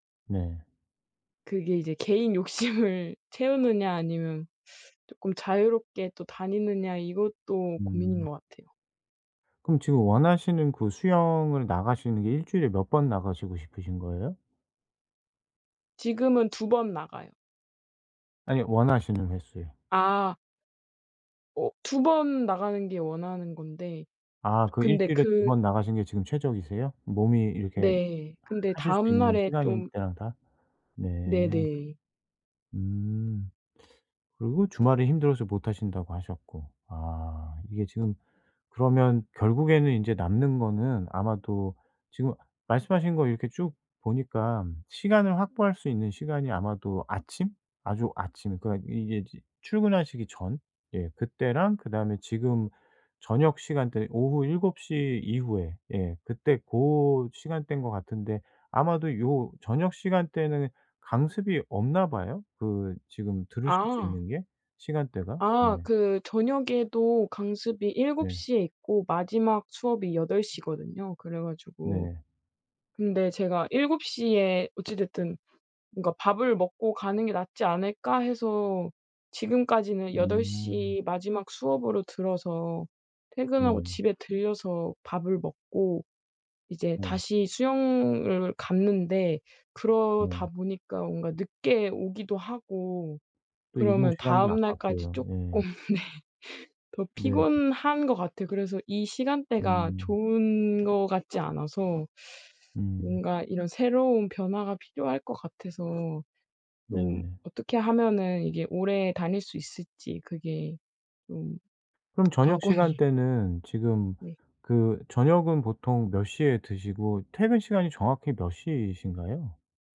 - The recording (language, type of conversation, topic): Korean, advice, 바쁜 일정 속에서 취미 시간을 어떻게 확보할 수 있을까요?
- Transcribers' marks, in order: laughing while speaking: "욕심을"; teeth sucking; other background noise; tapping; teeth sucking; laughing while speaking: "쪼끔 네"; tsk; laughing while speaking: "관건이예"